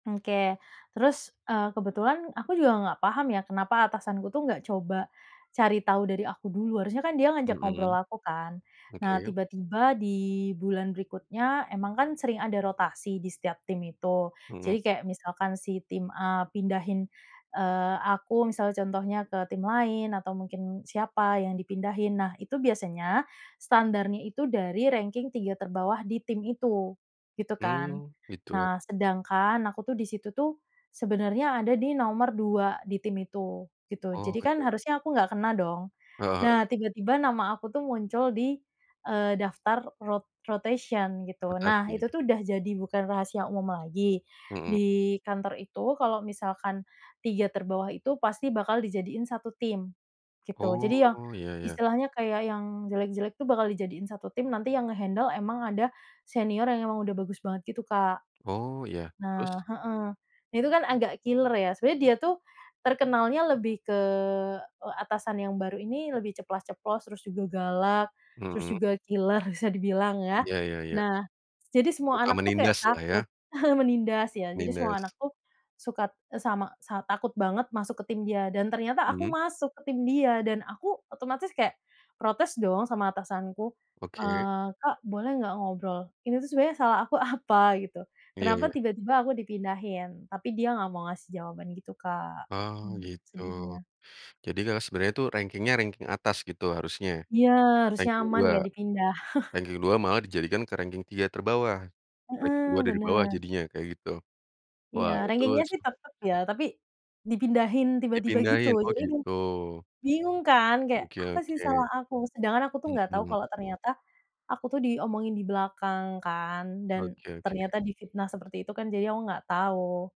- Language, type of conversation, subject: Indonesian, podcast, Pernahkah kamu memberi atau menerima permintaan maaf yang sulit?
- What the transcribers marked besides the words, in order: in English: "rotation"; tapping; in English: "nge-handle"; in English: "killer"; in English: "killer"; laughing while speaking: "killer"; chuckle; chuckle; other background noise